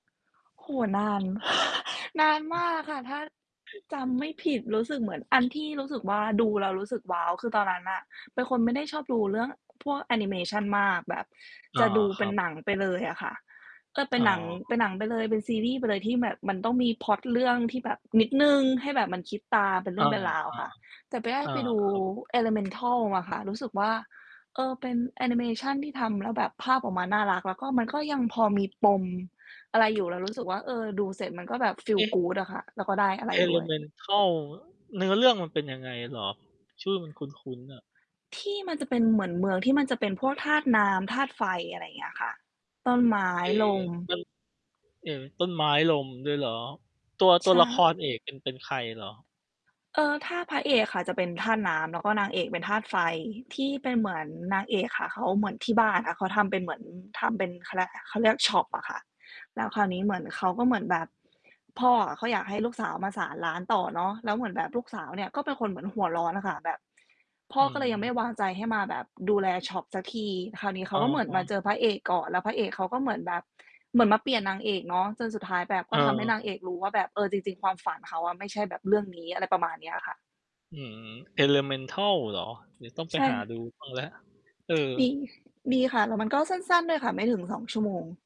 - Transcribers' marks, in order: static; chuckle; mechanical hum; unintelligible speech; distorted speech; tapping; other background noise; in English: "Feel good"
- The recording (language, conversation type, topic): Thai, unstructured, ระหว่างการฟังเพลงกับการดูซีรีส์ คุณเลือกทำอะไรเพื่อผ่อนคลายมากกว่ากัน?